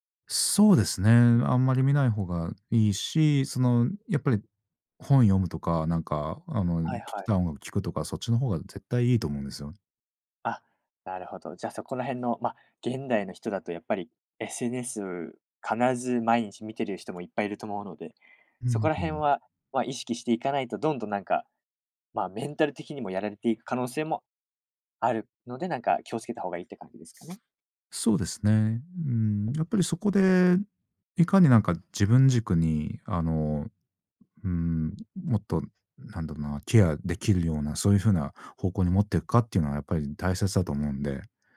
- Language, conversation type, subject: Japanese, podcast, SNSと気分の関係をどう捉えていますか？
- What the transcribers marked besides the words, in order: other background noise; tapping; other noise